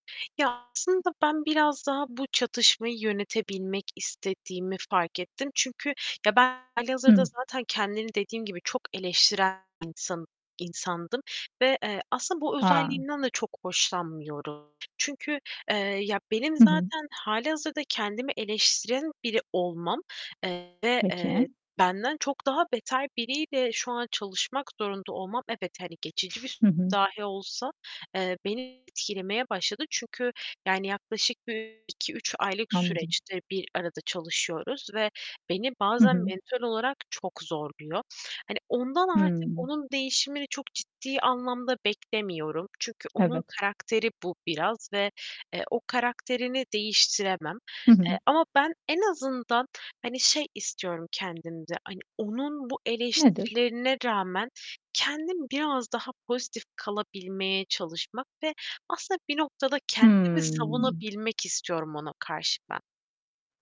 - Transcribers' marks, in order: static; distorted speech; other background noise; tapping
- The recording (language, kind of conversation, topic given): Turkish, advice, Hedeflerinizle gerçekçi beklentileriniz çatıştığında yaşadığınız hayal kırıklığını nasıl anlatırsınız?